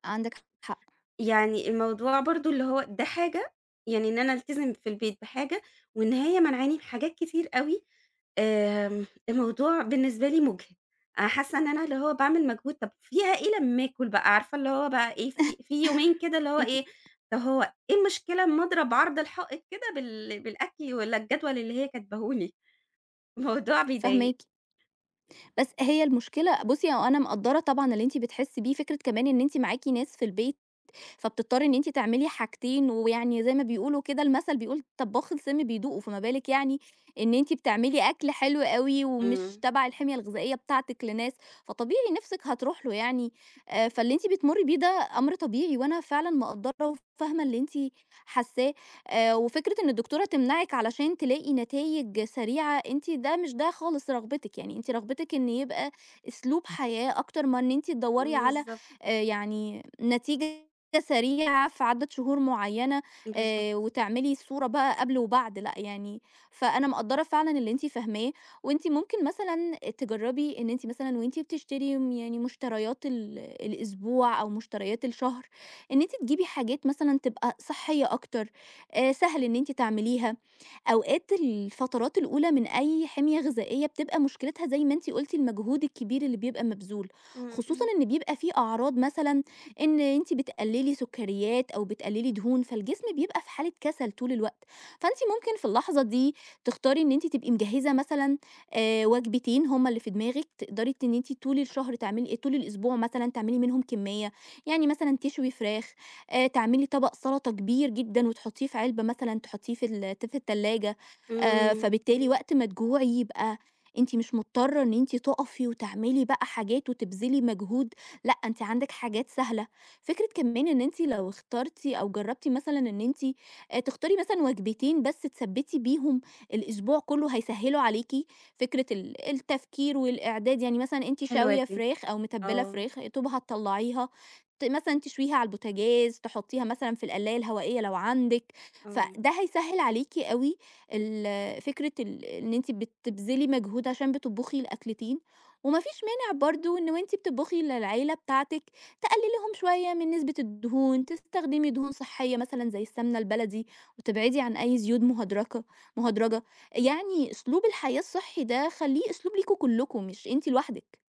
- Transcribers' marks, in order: other noise; laugh; laughing while speaking: "الموضوع بيضايق"; tapping; other background noise
- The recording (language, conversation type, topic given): Arabic, advice, إزاي أبدأ خطة أكل صحية عشان أخس؟